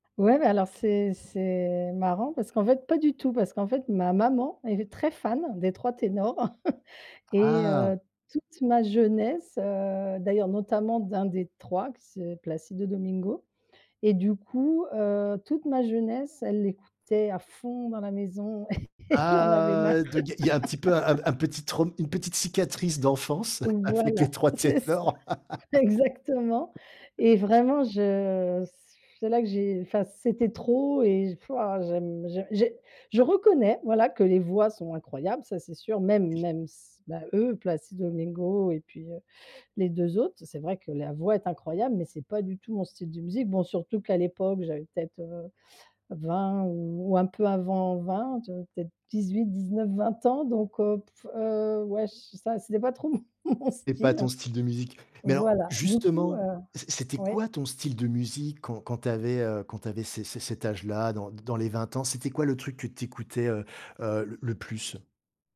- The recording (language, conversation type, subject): French, podcast, Parle-moi d’une chanson qui t’a fait découvrir un nouvel univers musical ?
- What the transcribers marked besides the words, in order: chuckle; drawn out: "Ah"; chuckle; laugh; laughing while speaking: "avec Les Trois Ténors"; laugh; unintelligible speech; laughing while speaking: "mon"